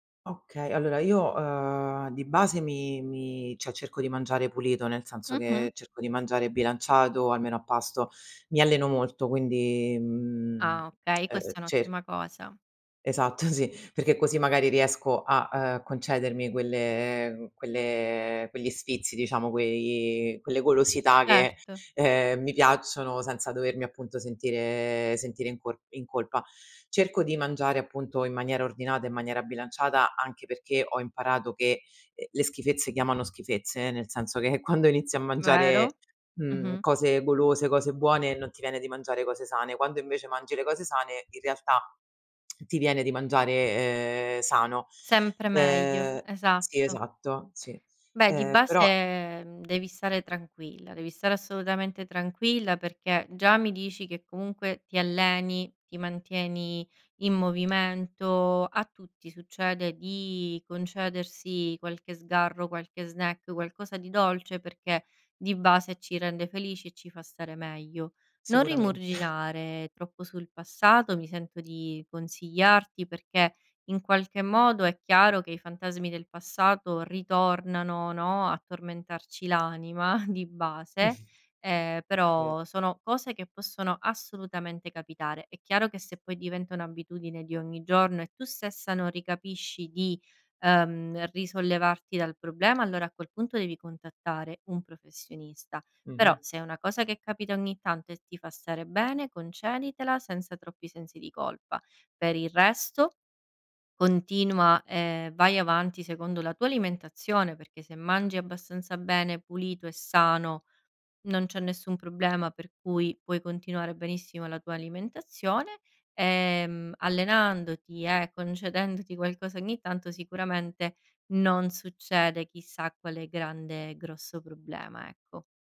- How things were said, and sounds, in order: "cioè" said as "ceh"; tapping; laughing while speaking: "sì!"; laughing while speaking: "quando"; "rimuginare" said as "rimurginare"; chuckle; chuckle; laughing while speaking: "concedendoti"
- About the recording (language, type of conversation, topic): Italian, advice, Perché capitano spesso ricadute in abitudini alimentari dannose dopo periodi in cui riesci a mantenere il controllo?